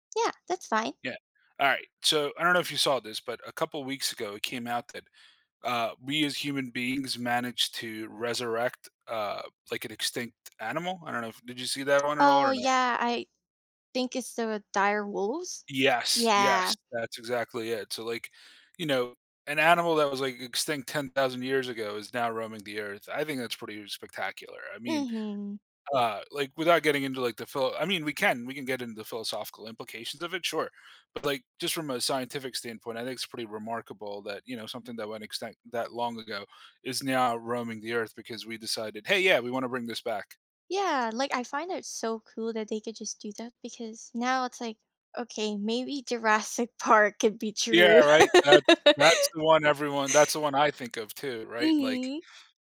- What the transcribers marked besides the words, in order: tapping; laugh
- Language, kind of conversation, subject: English, unstructured, What kinds of news stories spark your curiosity and make you want to learn more?
- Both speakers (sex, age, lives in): female, 20-24, United States; male, 35-39, United States